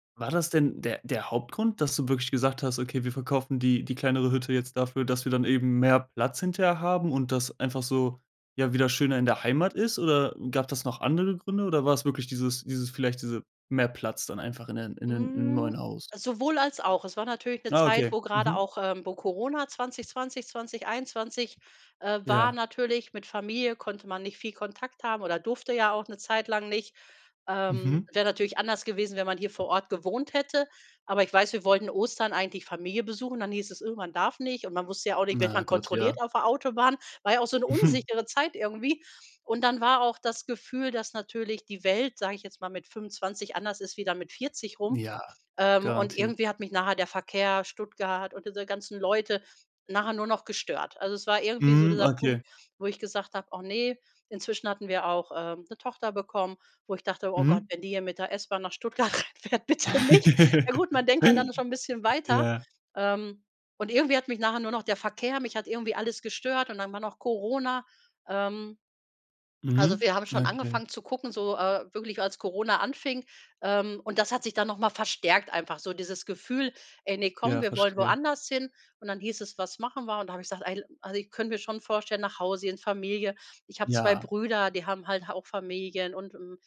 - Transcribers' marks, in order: chuckle; laughing while speaking: "Stuttgart reinfährt, bitte nicht!"; laugh
- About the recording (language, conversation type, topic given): German, podcast, Erzähl mal: Wie hast du ein Haus gekauft?